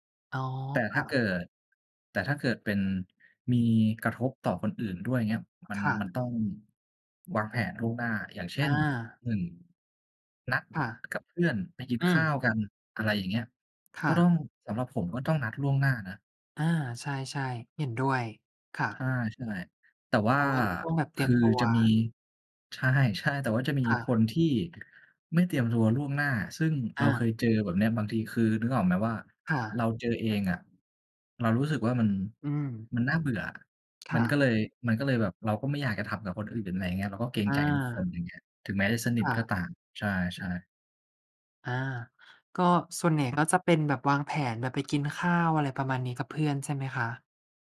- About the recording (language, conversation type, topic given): Thai, unstructured, ประโยชน์ของการวางแผนล่วงหน้าในแต่ละวัน
- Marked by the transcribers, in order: other background noise; laughing while speaking: "ใช่"